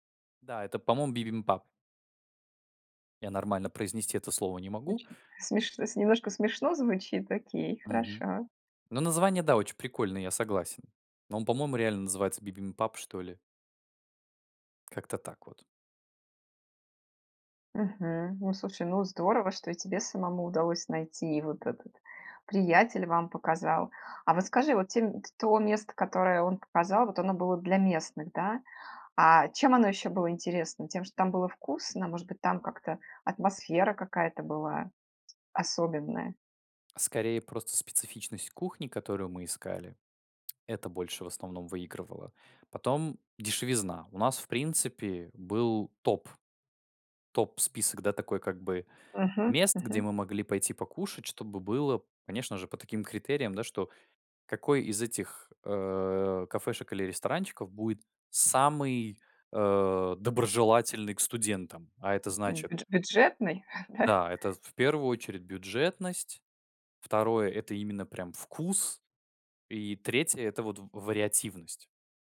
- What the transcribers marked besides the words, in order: tapping; chuckle; laughing while speaking: "да?"; other background noise
- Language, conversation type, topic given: Russian, podcast, Расскажи о человеке, который показал тебе скрытое место?